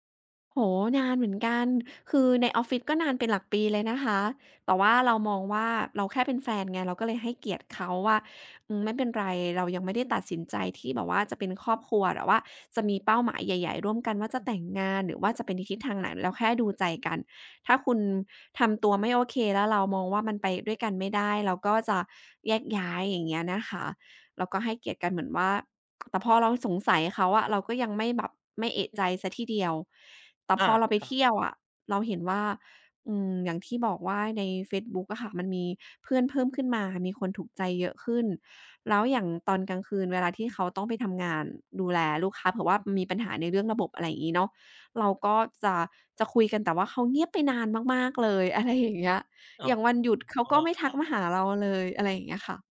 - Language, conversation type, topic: Thai, advice, ทำไมคุณถึงสงสัยว่าแฟนกำลังมีความสัมพันธ์ลับหรือกำลังนอกใจคุณ?
- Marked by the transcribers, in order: other background noise